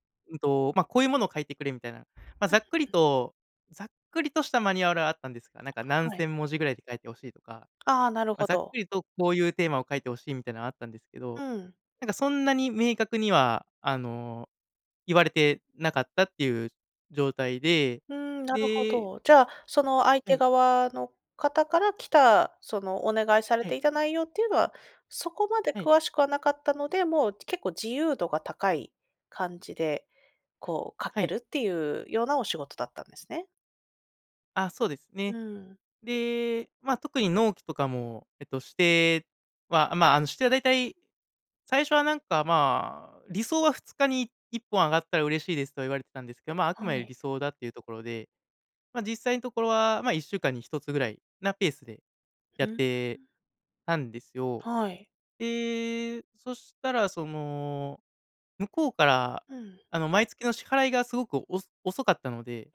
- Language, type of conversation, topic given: Japanese, advice, 初めての顧客クレーム対応で動揺している
- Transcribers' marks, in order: other noise